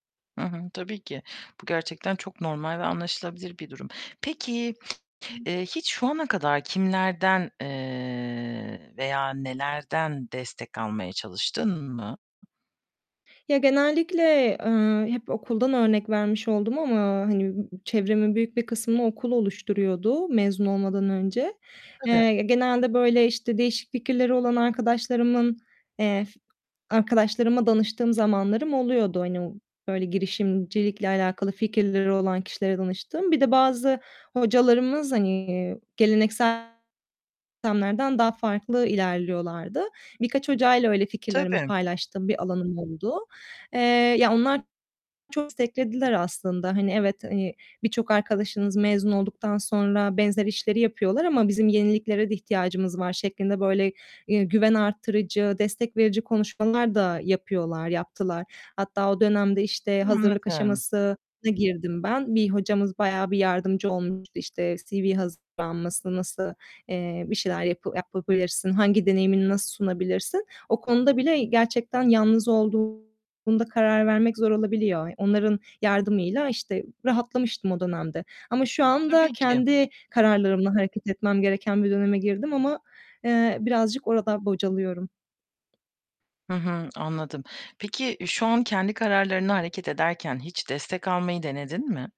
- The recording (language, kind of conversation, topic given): Turkish, advice, Kuruculuk sürecinde yaşadığın yalnızlığı nasıl tarif edersin ve ne tür bir destek arıyorsun?
- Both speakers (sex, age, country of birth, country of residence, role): female, 25-29, Turkey, Italy, user; female, 30-34, Turkey, Germany, advisor
- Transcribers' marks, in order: other background noise; tapping; distorted speech